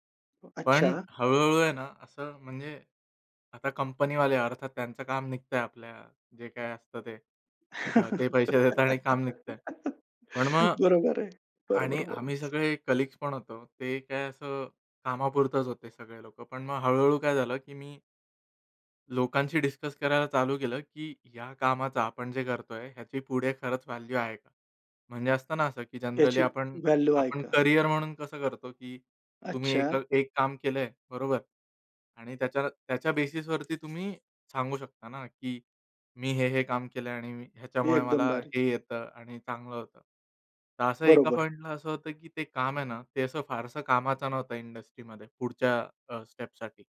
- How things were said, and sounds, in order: surprised: "अच्छा"; tapping; laugh; in English: "कलीग्ज"; in English: "व्हॅल्यू"; in English: "व्हॅल्यू"; in English: "जनरली"; in English: "बेसिसवरती"; "भारी" said as "बारी"; in English: "इंडस्ट्रीमध्ये"; in English: "स्टेप्ससाठी"
- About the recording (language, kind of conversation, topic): Marathi, podcast, तू भावना व्यक्त करायला कसं शिकलास?